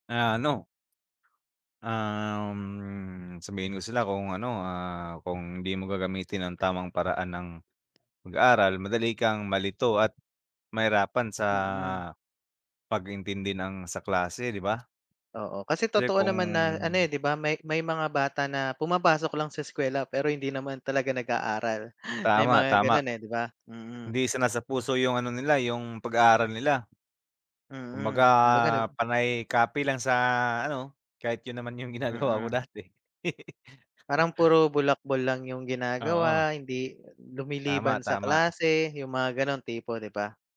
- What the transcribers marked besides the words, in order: drawn out: "Um"; other background noise; tapping; snort; laughing while speaking: "ginagawa ko dati"; laugh
- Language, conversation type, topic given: Filipino, unstructured, Paano mo ipaliliwanag ang kahalagahan ng edukasyon para sa lahat?